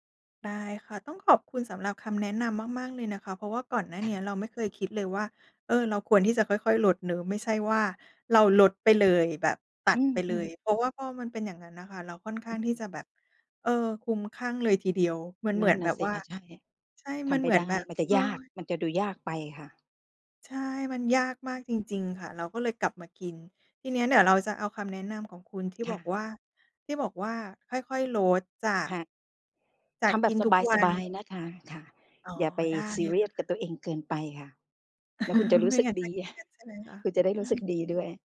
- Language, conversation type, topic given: Thai, advice, ทำไมฉันถึงเลิกกินของหวานไม่ได้และรู้สึกควบคุมตัวเองไม่อยู่?
- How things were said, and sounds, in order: tapping; other background noise; chuckle